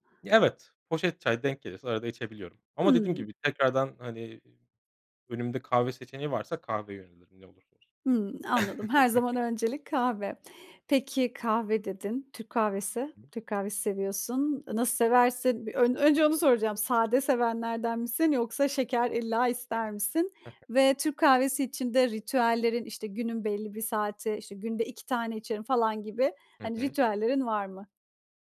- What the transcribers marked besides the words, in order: chuckle; tapping; other background noise; chuckle
- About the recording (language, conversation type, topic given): Turkish, podcast, Sabah kahve ya da çay ritüelin nedir, anlatır mısın?